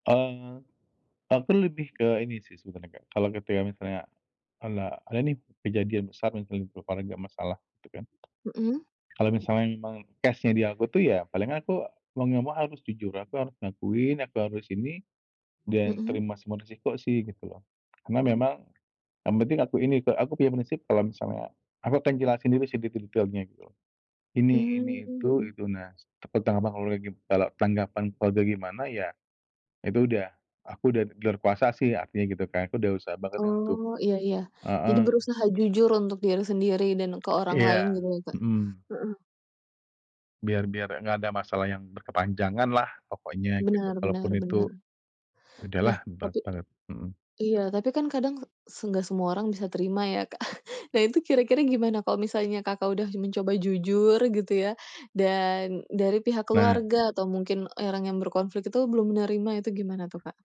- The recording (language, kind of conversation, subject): Indonesian, podcast, Apa peran empati dalam menyelesaikan konflik keluarga?
- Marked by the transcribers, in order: tapping; in English: "case-nya"; other background noise; unintelligible speech; chuckle